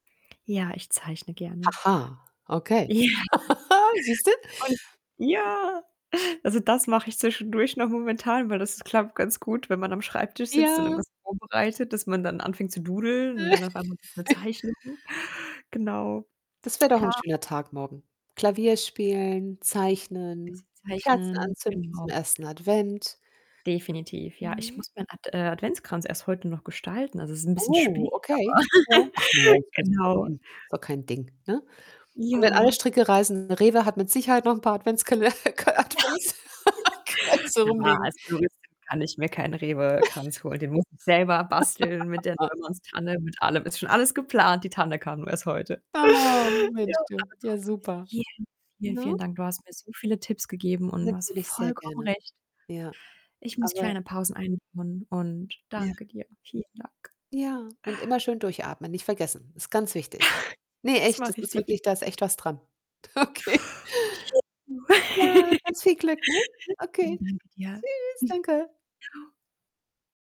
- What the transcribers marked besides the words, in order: static; other background noise; laughing while speaking: "Ja"; giggle; distorted speech; chuckle; in English: "doodeln"; unintelligible speech; surprised: "Oh"; giggle; laughing while speaking: "Adventskale k Adventskränze rumliegen"; giggle; chuckle; laugh; put-on voice: "Oh"; drawn out: "Oh"; stressed: "vollkommen"; snort; unintelligible speech; giggle; laughing while speaking: "Okay"; snort
- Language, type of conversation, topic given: German, advice, Wie vermischen sich bei dir Arbeit und Erholung, sodass du keine klaren Pausen hast?